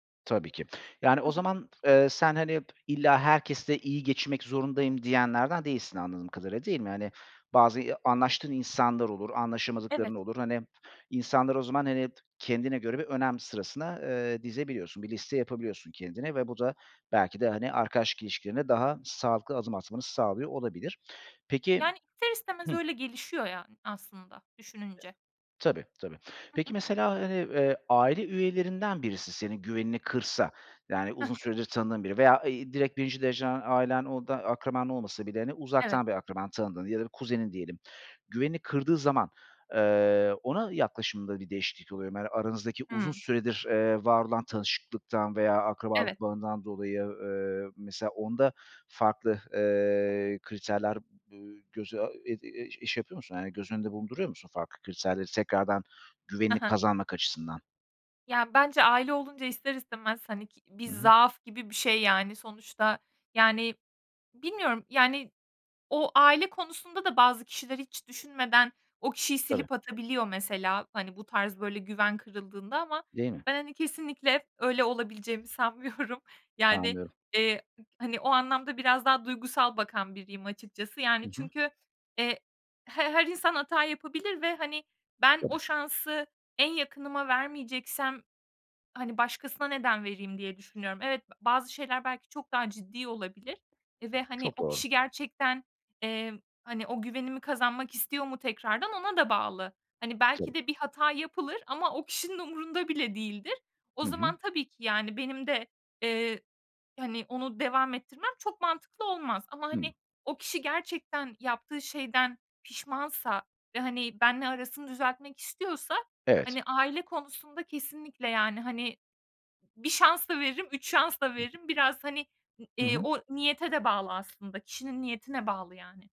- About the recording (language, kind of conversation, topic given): Turkish, podcast, Güven kırıldığında, güveni yeniden kurmada zaman mı yoksa davranış mı daha önemlidir?
- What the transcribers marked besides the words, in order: other background noise; tapping